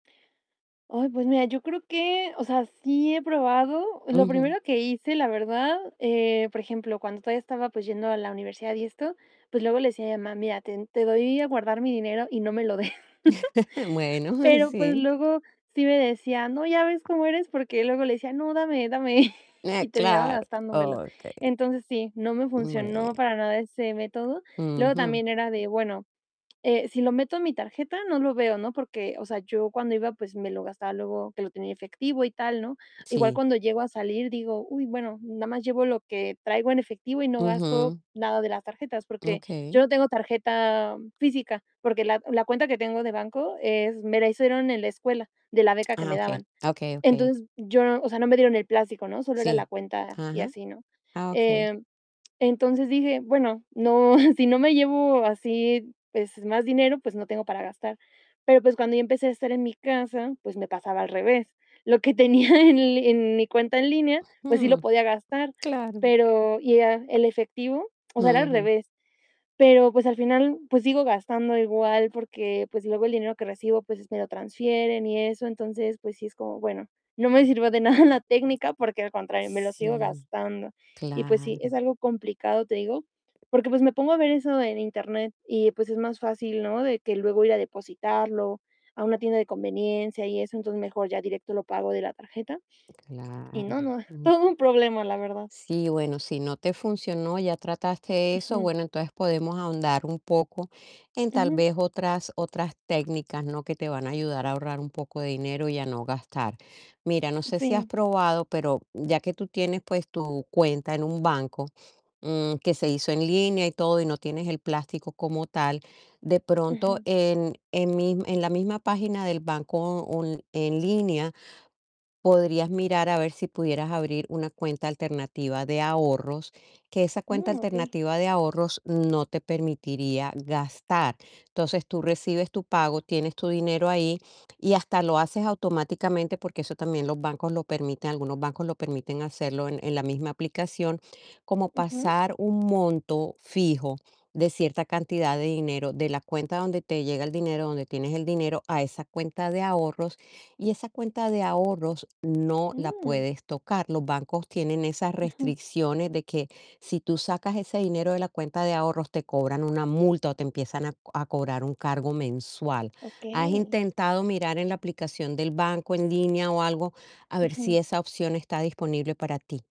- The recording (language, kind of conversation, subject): Spanish, advice, ¿Cómo te afectan las compras impulsivas en línea que te generan culpa al final del mes?
- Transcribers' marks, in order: static; tapping; chuckle; chuckle; chuckle; laughing while speaking: "tenía en"; laughing while speaking: "sirvió de nada"